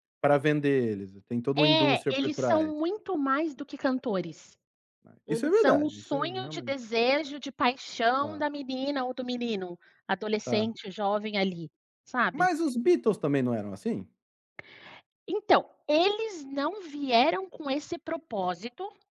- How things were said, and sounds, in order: other background noise; tapping
- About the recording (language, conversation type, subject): Portuguese, podcast, O que faz uma música virar hit hoje, na sua visão?